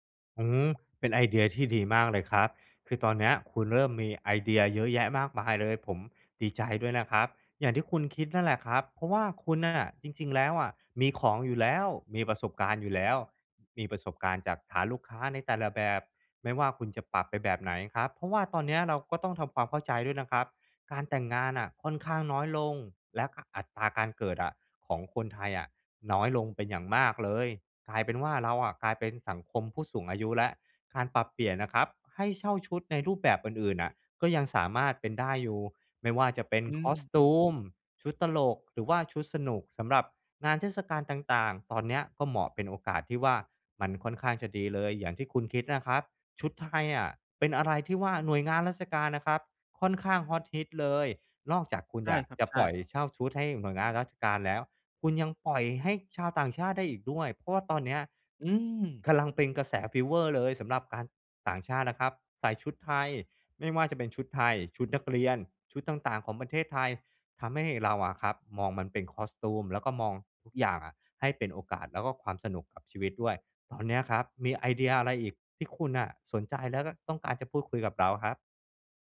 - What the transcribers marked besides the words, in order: none
- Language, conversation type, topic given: Thai, advice, จะจัดการกระแสเงินสดของธุรกิจให้มั่นคงได้อย่างไร?